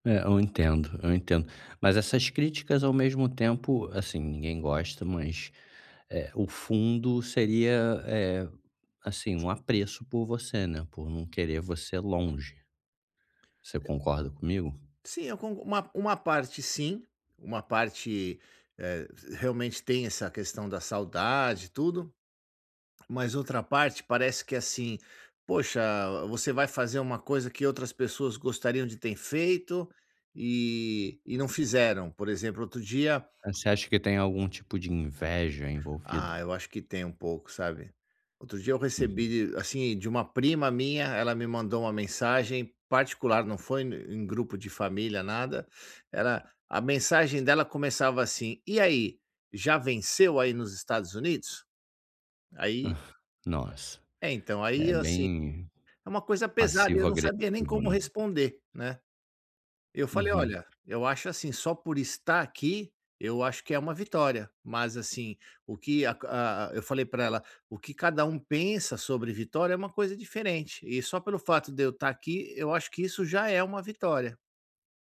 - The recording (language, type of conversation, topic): Portuguese, advice, Como posso estabelecer limites saudáveis com familiares que cobram?
- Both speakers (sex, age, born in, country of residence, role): male, 35-39, Brazil, Germany, advisor; male, 50-54, Brazil, United States, user
- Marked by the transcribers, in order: tapping; other noise; gasp